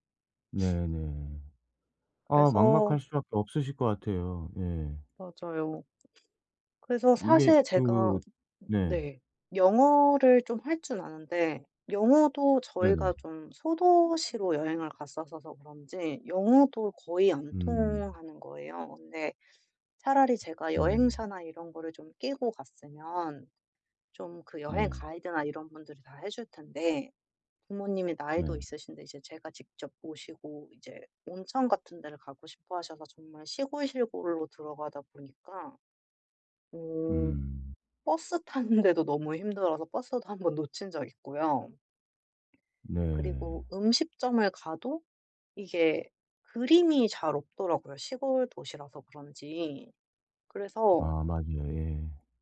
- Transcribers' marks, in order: sniff; other background noise; tapping; laughing while speaking: "타는데도"; laughing while speaking: "한 번"
- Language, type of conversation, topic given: Korean, advice, 여행 중 언어 장벽 때문에 소통이 어려울 때는 어떻게 하면 좋을까요?